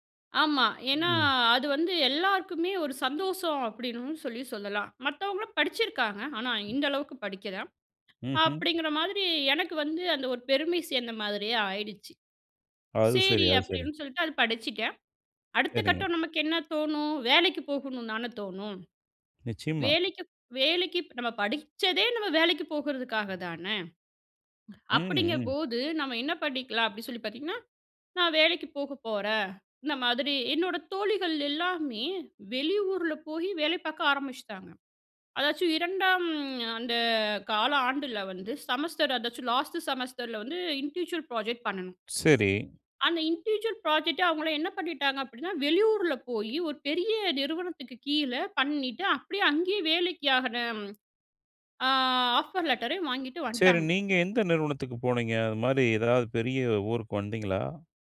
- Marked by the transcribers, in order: other noise; "நிச்சயம்மா" said as "நிச்சிம்மா"; "எல்லாருமே" said as "எல்லாமே"; in English: "செமஸ்டர்"; in English: "லாஸ்ட்டு செமஸ்டர்ல"; in English: "இன்டிவிஜுவல் ப்ராஜெக்ட்"; in English: "இன்டிவிஜுவல் புராஜெக்ட்"; drawn out: "ஆ"; in English: "ஆஃபர் லெட்டரையும்"; "எதாவது" said as "எதாது"
- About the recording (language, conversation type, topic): Tamil, podcast, முதலாம் சம்பளம் வாங்கிய நாள் நினைவுகளைப் பற்றி சொல்ல முடியுமா?